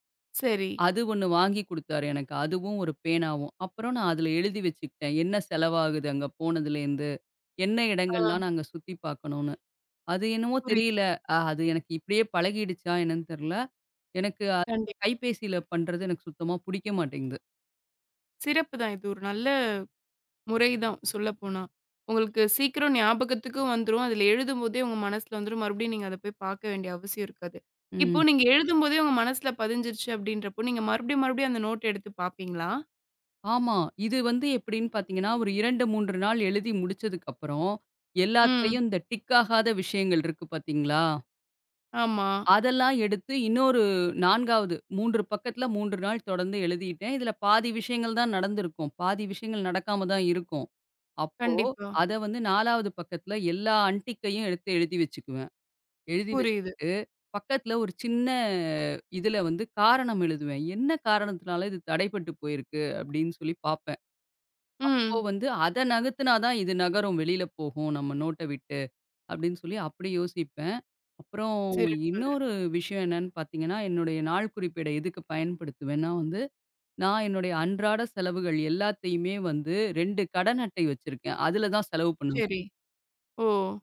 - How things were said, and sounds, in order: other background noise; other noise; in English: "டிக்"; in English: "அன்டிக்கையும்"
- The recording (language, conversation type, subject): Tamil, podcast, கைபேசியில் குறிப்பெடுப்பதா அல்லது காகிதத்தில் குறிப்பெடுப்பதா—நீங்கள் எதைத் தேர்வு செய்வீர்கள்?